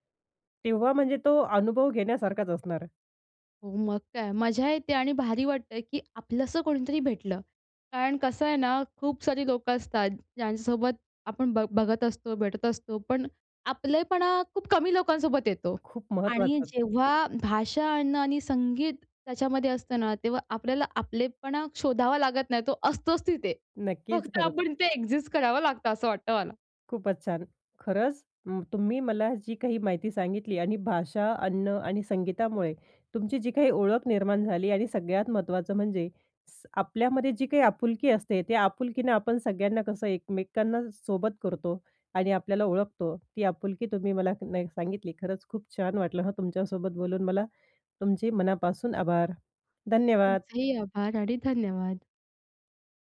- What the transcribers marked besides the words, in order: in English: "एक्झिस्ट"
- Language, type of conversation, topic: Marathi, podcast, भाषा, अन्न आणि संगीत यांनी तुमची ओळख कशी घडवली?